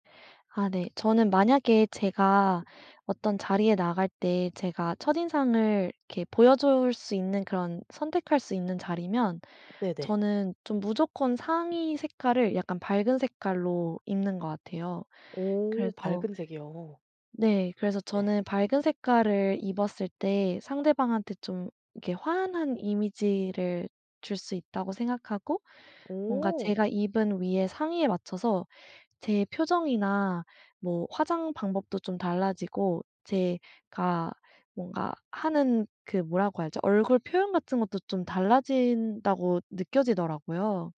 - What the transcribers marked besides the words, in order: tapping
- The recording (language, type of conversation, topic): Korean, podcast, 첫인상을 좋게 하려면 옷은 어떻게 입는 게 좋을까요?